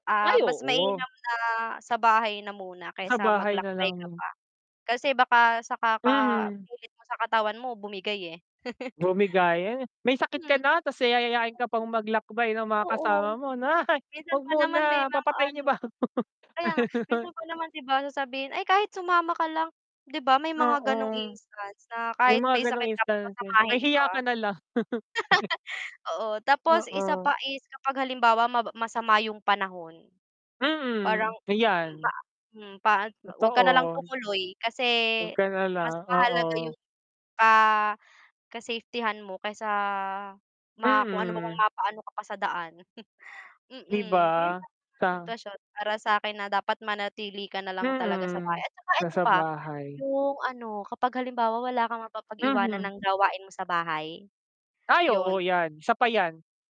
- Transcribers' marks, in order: static; distorted speech; laugh; laugh; laugh; other background noise
- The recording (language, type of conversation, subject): Filipino, unstructured, Alin ang mas masaya: maglakbay o manatili sa bahay?